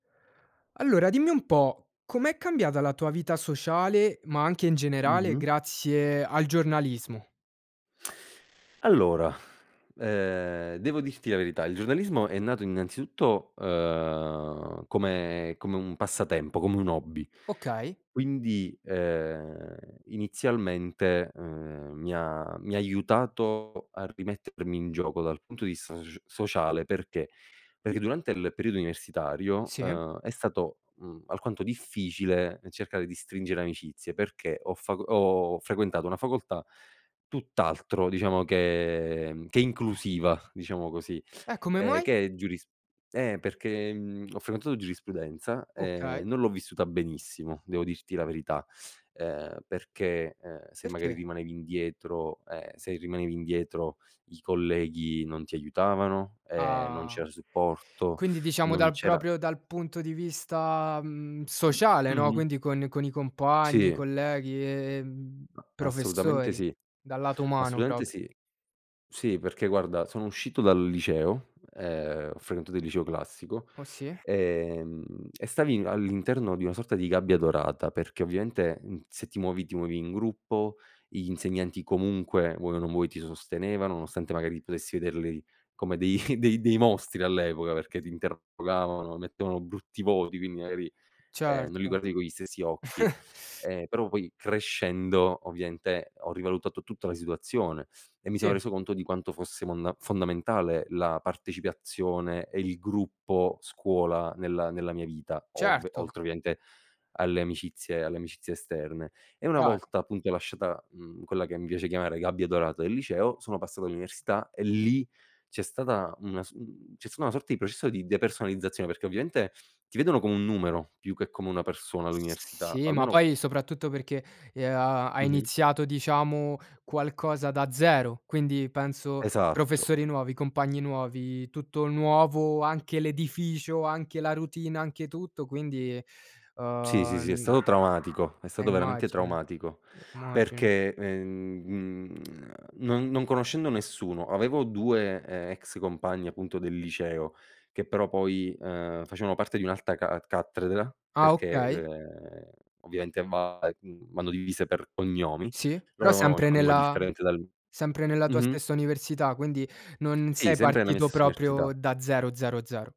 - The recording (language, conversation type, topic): Italian, podcast, In che modo questo interesse ha cambiato la tua vita sociale?
- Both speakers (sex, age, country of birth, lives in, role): male, 20-24, Romania, Romania, host; male, 25-29, Italy, Italy, guest
- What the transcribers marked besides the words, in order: tongue click; "mai" said as "muai"; other background noise; "proprio" said as "propio"; tapping; tsk; chuckle; chuckle; "partecipazione" said as "partecipiazione"; dog barking; tongue click; "cattedra" said as "cattredra"; "nella" said as "nea"